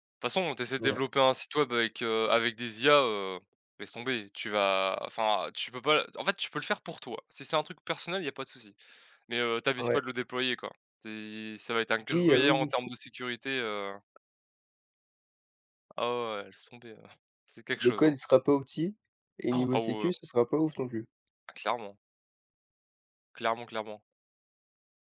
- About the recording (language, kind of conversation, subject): French, unstructured, Les robots vont-ils remplacer trop d’emplois humains ?
- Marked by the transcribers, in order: stressed: "gruyère"